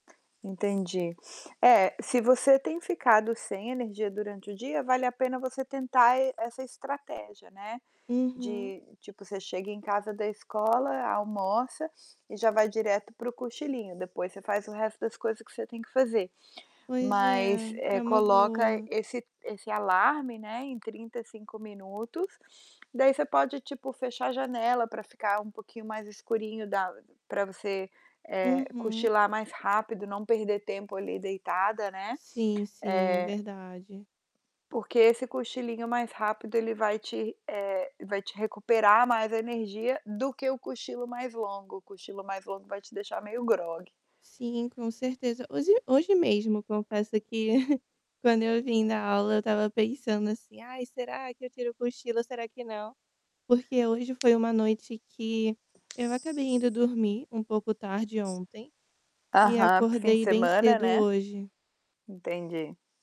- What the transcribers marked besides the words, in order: tapping; distorted speech; chuckle; static
- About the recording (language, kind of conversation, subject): Portuguese, advice, Como posso usar cochilos para aumentar minha energia durante o dia sem atrapalhar o sono à noite?